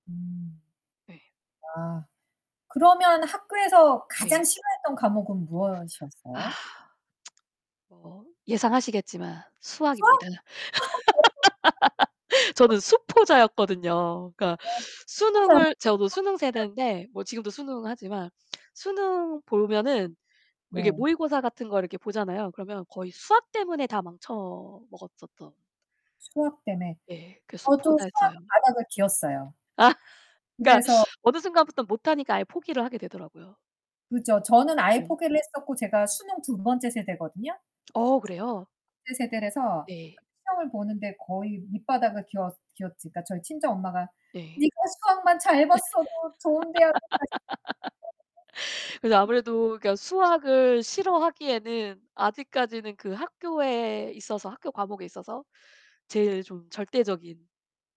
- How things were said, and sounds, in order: distorted speech; tsk; tapping; laugh; unintelligible speech; unintelligible speech; other background noise; laughing while speaking: "아"; unintelligible speech; laugh; unintelligible speech
- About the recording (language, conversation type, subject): Korean, unstructured, 학교에서 가장 좋아했던 과목은 무엇인가요?